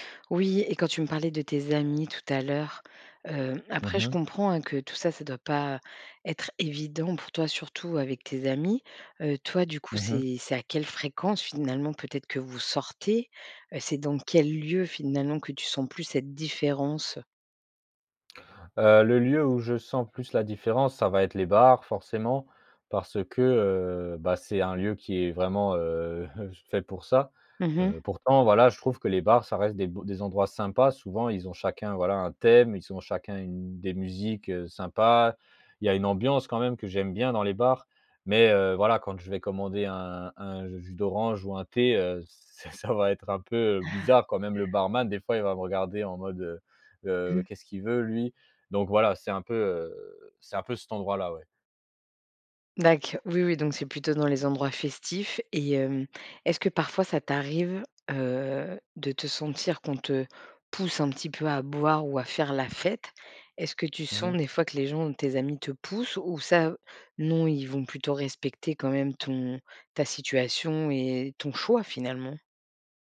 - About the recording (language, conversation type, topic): French, advice, Comment gérer la pression à boire ou à faire la fête pour être accepté ?
- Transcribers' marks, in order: laughing while speaking: "heu"; laughing while speaking: "ça va être un peu, heu"; chuckle; tapping